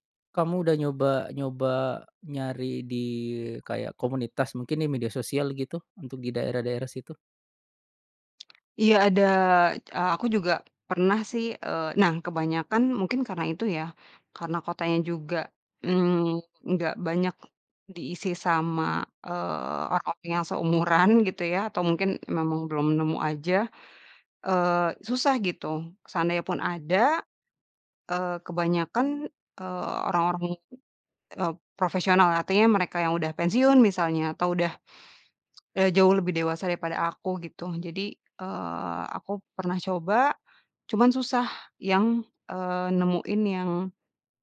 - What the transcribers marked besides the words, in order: none
- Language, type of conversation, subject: Indonesian, advice, Bagaimana cara pindah ke kota baru tanpa punya teman dekat?